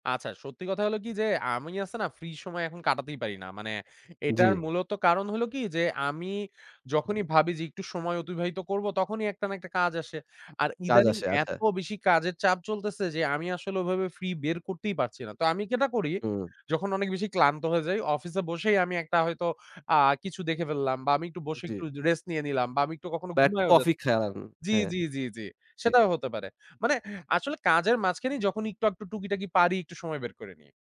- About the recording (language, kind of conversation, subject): Bengali, podcast, তুমি ফ্রি সময় সবচেয়ে ভালো কীভাবে কাটাও?
- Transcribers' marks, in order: "যেটা" said as "কেটা"